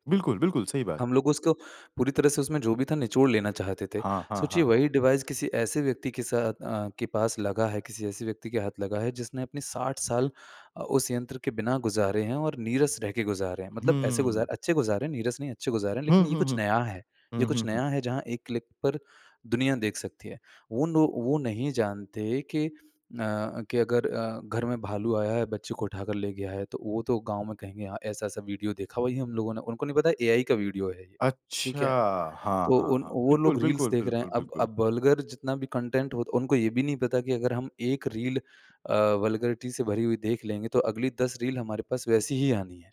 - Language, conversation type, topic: Hindi, podcast, आपके हिसाब से स्मार्टफोन ने रोज़मर्रा की ज़िंदगी को कैसे बदला है?
- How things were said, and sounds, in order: in English: "डिवाइस"; in English: "क्लिक"; in English: "रील्स"; in English: "वल्गर"; in English: "कंटेंट"; in English: "वल्गैरिटी"